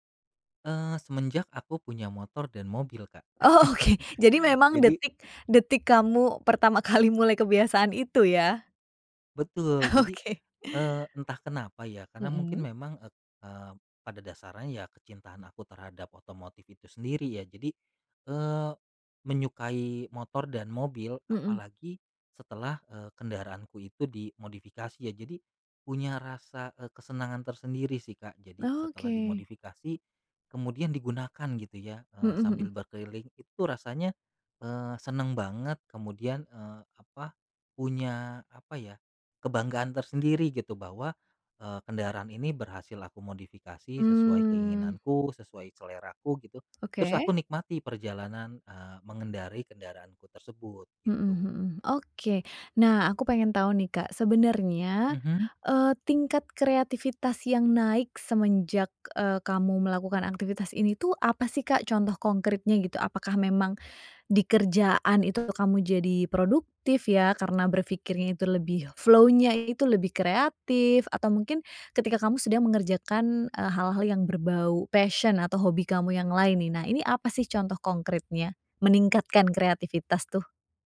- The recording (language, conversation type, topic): Indonesian, podcast, Kebiasaan kecil apa yang membantu kreativitas kamu?
- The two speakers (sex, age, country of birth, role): female, 30-34, Indonesia, host; male, 35-39, Indonesia, guest
- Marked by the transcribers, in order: laughing while speaking: "oke"; chuckle; laughing while speaking: "kali"; laughing while speaking: "Oke"; other background noise; in English: "flow-nya"; in English: "passion"